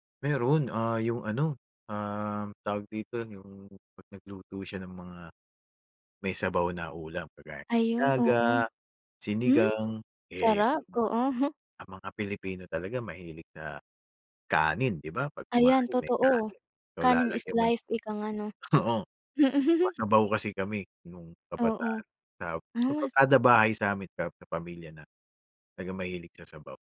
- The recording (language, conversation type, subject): Filipino, podcast, Kapag naaalala mo ang pagkabata mo, anong alaala ang unang sumasagi sa isip mo?
- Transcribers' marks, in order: chuckle; other background noise; laughing while speaking: "oo"; laughing while speaking: "mm"